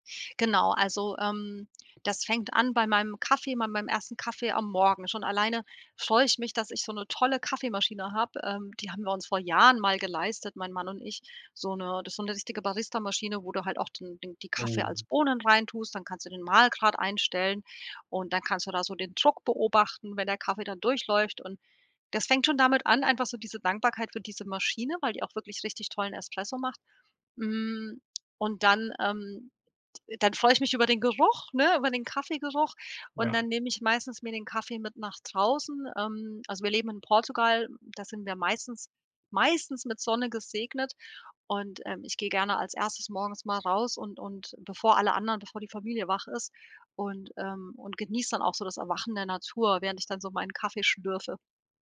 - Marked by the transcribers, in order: stressed: "Bohnen"; stressed: "meistens"
- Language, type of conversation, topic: German, podcast, Welche kleinen Alltagsfreuden gehören bei dir dazu?